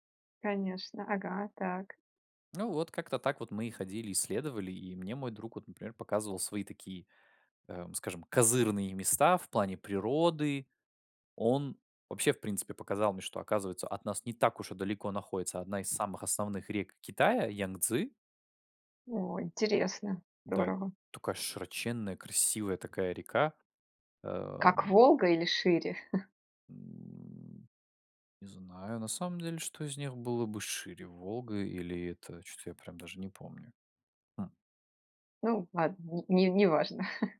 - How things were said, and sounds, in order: stressed: "козырные"; chuckle; drawn out: "М"; chuckle
- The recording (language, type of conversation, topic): Russian, podcast, Расскажи о человеке, который показал тебе скрытое место?